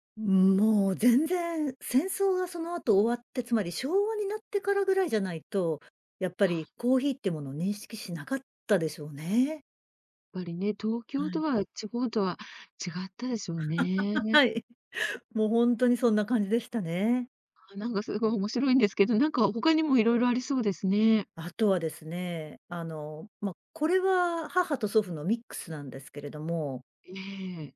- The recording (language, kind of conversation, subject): Japanese, podcast, 祖父母から聞いた面白い話はありますか？
- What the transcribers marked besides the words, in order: laughing while speaking: "はい"